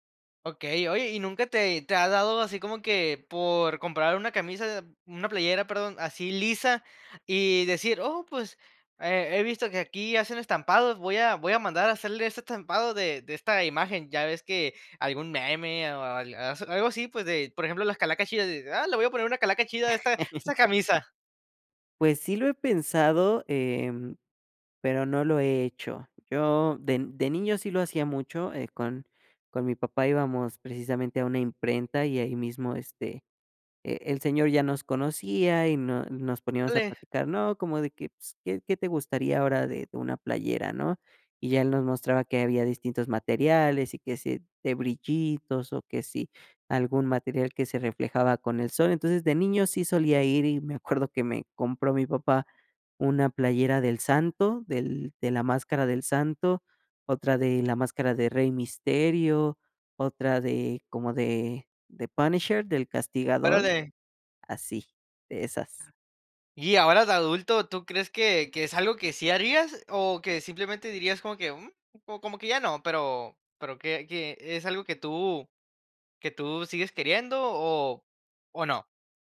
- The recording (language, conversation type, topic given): Spanish, podcast, ¿Qué prenda te define mejor y por qué?
- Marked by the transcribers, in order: chuckle; tapping; other background noise